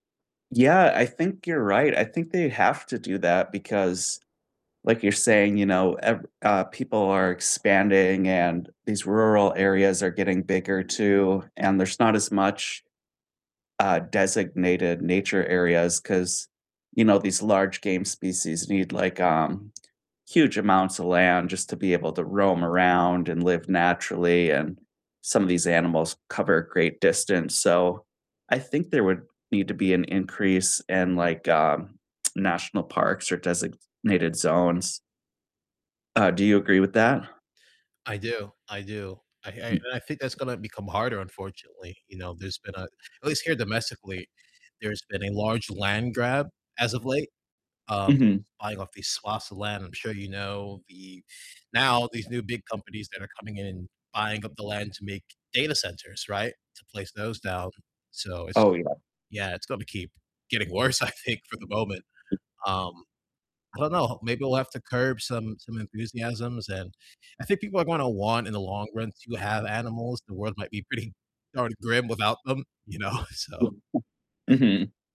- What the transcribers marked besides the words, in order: other background noise; distorted speech; tapping; laughing while speaking: "worse"; laughing while speaking: "pretty"; laughing while speaking: "you know?"
- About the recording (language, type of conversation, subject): English, unstructured, Why do people care about endangered animals?